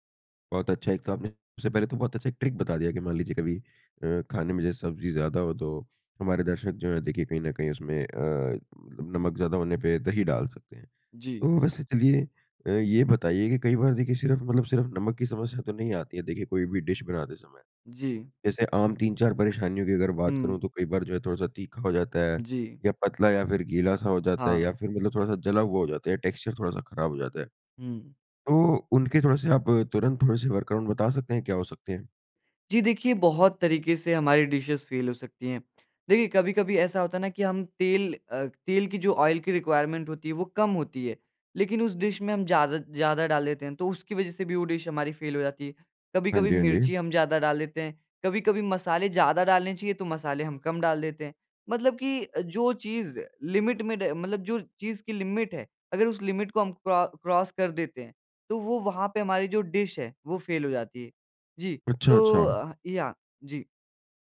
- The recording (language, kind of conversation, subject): Hindi, podcast, खराब हो गई रेसिपी को आप कैसे सँवारते हैं?
- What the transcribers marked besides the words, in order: in English: "ट्रिक"; in English: "डिश"; in English: "टेक्सचर"; in English: "वर्क अराउंड"; in English: "डिशेज़"; in English: "ऑयल"; in English: "रिक्वायरमेंट"; in English: "डिश"; in English: "डिश"; in English: "लिमिट"; in English: "लिमिट"; in English: "लिमिट"; in English: "क्रॉ क्रॉस"; in English: "डिश"